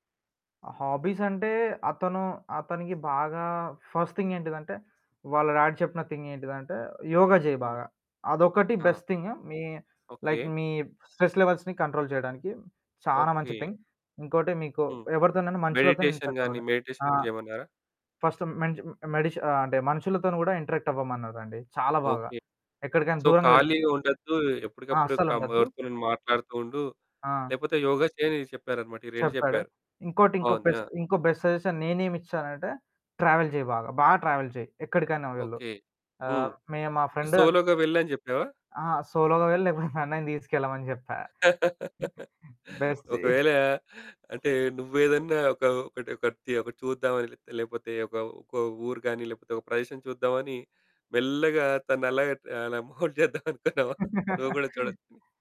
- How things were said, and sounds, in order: in English: "ఫస్ట్"; in English: "డాడి"; in English: "బెస్ట్ థింగ్"; in English: "లైక్"; in English: "స్ట్రెస్ లెవెల్స్‌ని కంట్రోల్"; in English: "థింగ్"; in English: "మెడిటేషన్"; in English: "మెడిటేషన్"; in English: "ఫస్ట్"; in English: "సో"; in English: "బెస్ట్"; in English: "బెస్ట్ సజెషన్"; in English: "ట్రావెల్"; in English: "ట్రావెల్"; in English: "సోలోగా"; in English: "సోలోగా"; giggle; laugh; other background noise; in English: "బెస్టీ"; laughing while speaking: "మోల్ద్ జేద్దామనుకున్నావా?"; in English: "మోల్ద్"; chuckle
- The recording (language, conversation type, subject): Telugu, podcast, ఒత్తిడిలో ఉన్నప్పుడు నీకు దయగా తోడ్పడే ఉత్తమ విధానం ఏది?